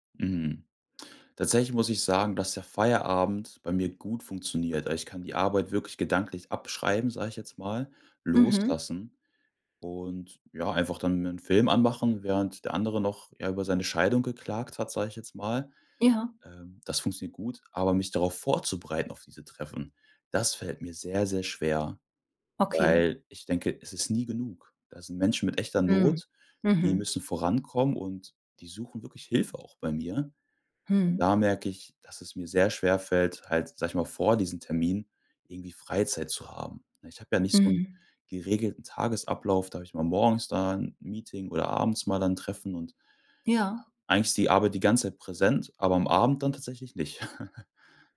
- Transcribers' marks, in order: stressed: "vorzubereiten"; laugh
- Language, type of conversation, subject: German, podcast, Wie findest du eine gute Balance zwischen Arbeit und Freizeit?